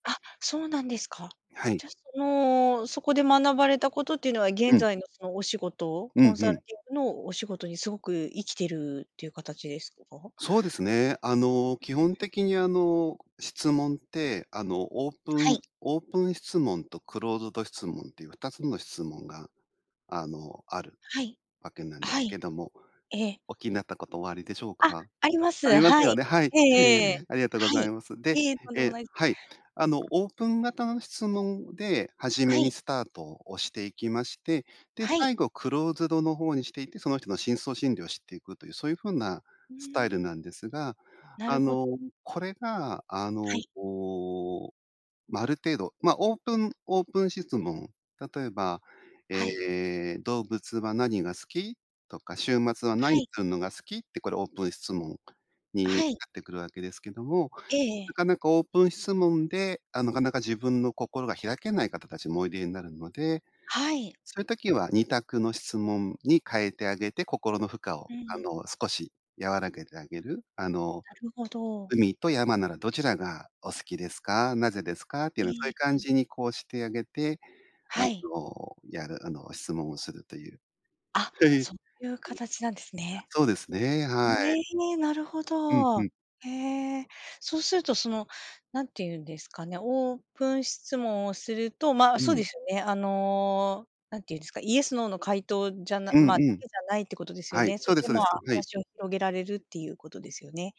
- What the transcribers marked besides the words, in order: tapping; other background noise; other noise; unintelligible speech
- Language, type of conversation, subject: Japanese, podcast, 質問をうまく活用するコツは何だと思いますか？